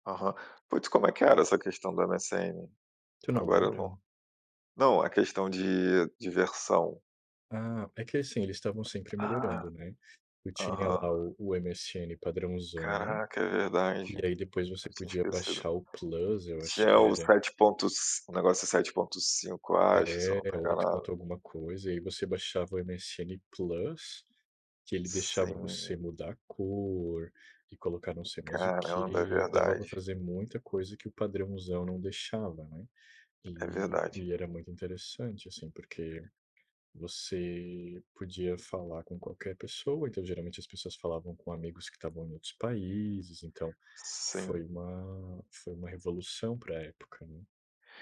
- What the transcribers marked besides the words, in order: put-on voice: "plus"; other background noise
- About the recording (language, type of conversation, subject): Portuguese, unstructured, Como você lida com a pressão de estar sempre conectado às redes sociais?